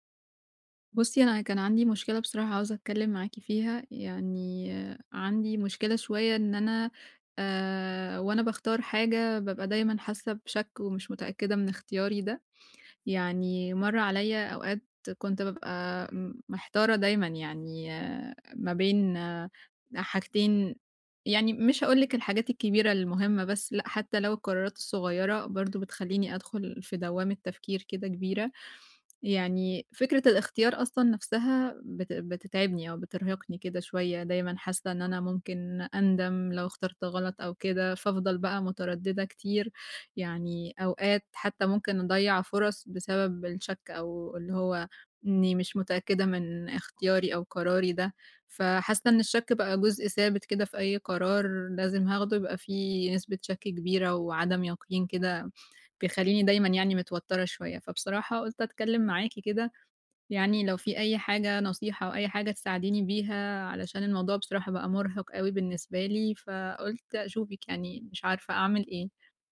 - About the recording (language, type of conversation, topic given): Arabic, advice, إزاي أتعامل مع الشك وعدم اليقين وأنا باختار؟
- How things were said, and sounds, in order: tapping; other background noise